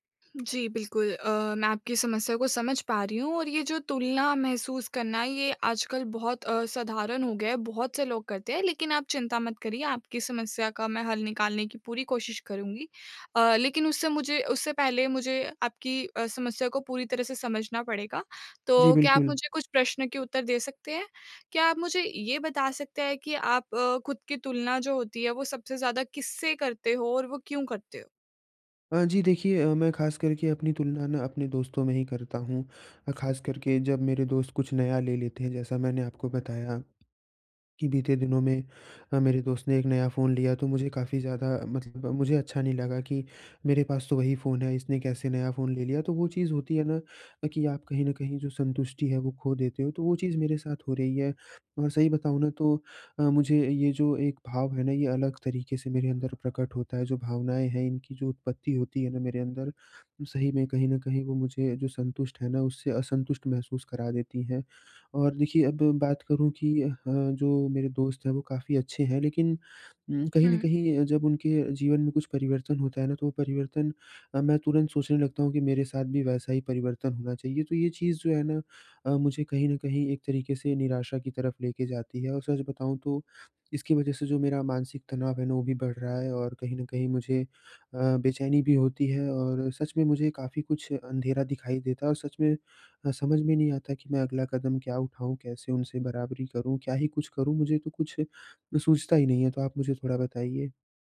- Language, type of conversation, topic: Hindi, advice, मैं दूसरों से अपनी तुलना कम करके अधिक संतोष कैसे पा सकता/सकती हूँ?
- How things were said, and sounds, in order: none